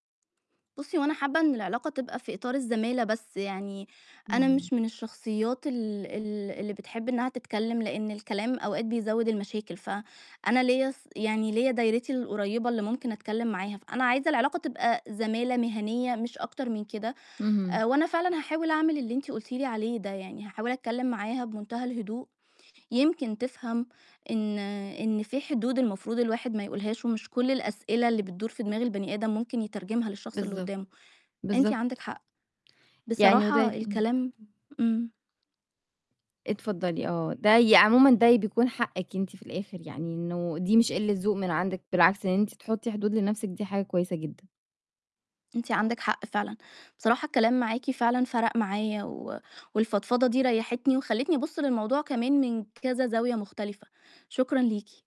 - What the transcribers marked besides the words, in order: tapping
- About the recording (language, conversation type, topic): Arabic, advice, إزاي أتكلم عن حدودي الشخصية مع صديق أو زميل بطريقة محترمة وواضحة؟